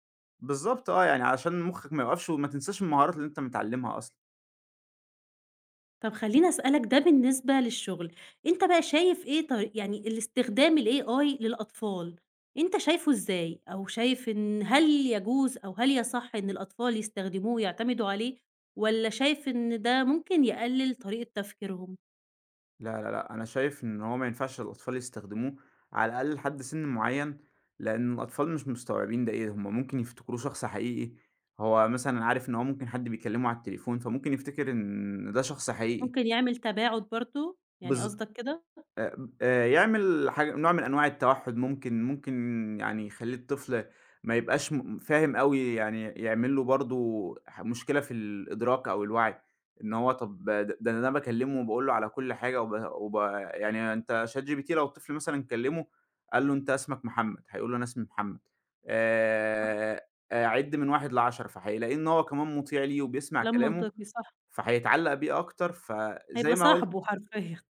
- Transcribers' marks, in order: in English: "الAI"; other background noise; laughing while speaking: "حرفيًا"
- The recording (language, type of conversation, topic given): Arabic, podcast, إزاي بتحط حدود للذكاء الاصطناعي في حياتك اليومية؟